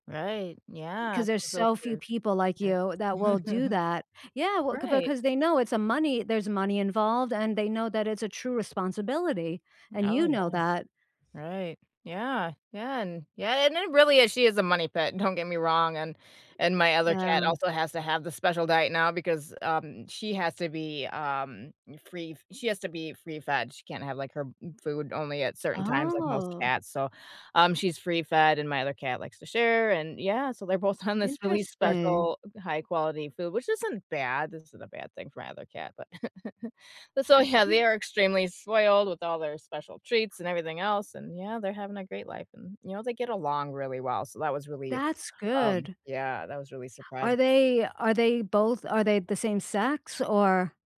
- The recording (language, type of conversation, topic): English, unstructured, How do you respond to people who abandon their pets?
- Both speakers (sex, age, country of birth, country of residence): female, 40-44, United States, United States; female, 40-44, United States, United States
- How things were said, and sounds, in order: tapping; chuckle; other background noise; drawn out: "Oh"; chuckle; laughing while speaking: "yeah"; chuckle